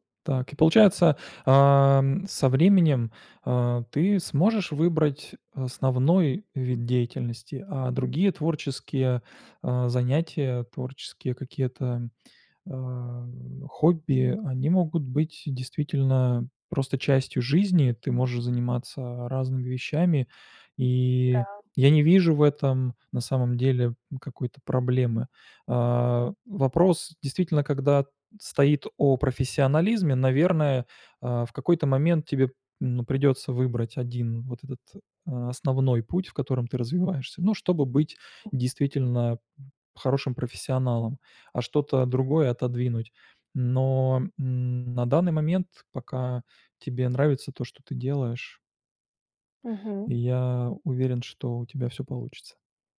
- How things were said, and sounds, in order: none
- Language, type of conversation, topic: Russian, advice, Как вы справляетесь со страхом критики вашего творчества или хобби?